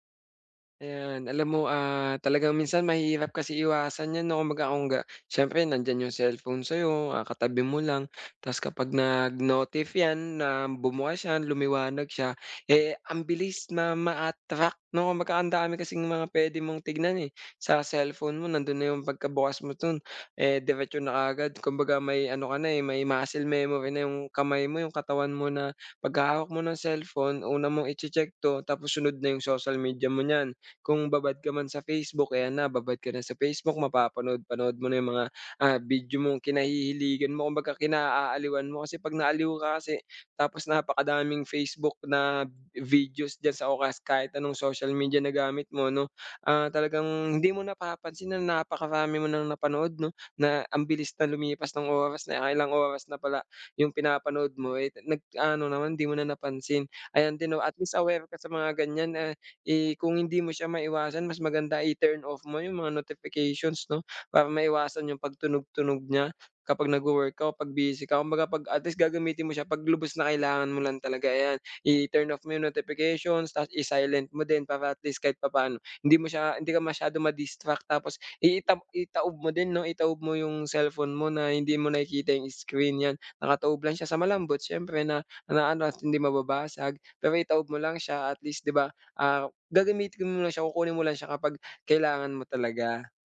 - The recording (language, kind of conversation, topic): Filipino, advice, Paano ako makakapagpahinga at makapag-relaks sa bahay kapag sobrang stress?
- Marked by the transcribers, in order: other background noise; tapping; "dun" said as "tun"